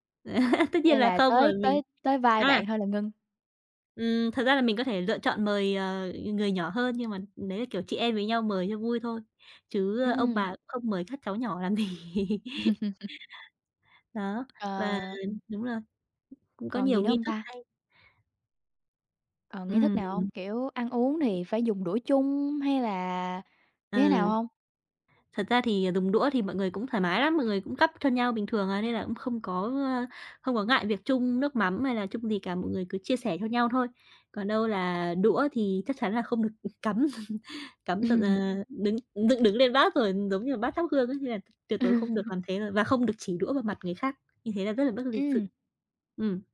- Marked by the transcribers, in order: laugh; tapping; laughing while speaking: "gì"; laugh; other background noise; laugh; laughing while speaking: "Ừm"; chuckle
- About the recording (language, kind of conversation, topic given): Vietnamese, podcast, Mâm cơm gia đình quan trọng với bạn như thế nào?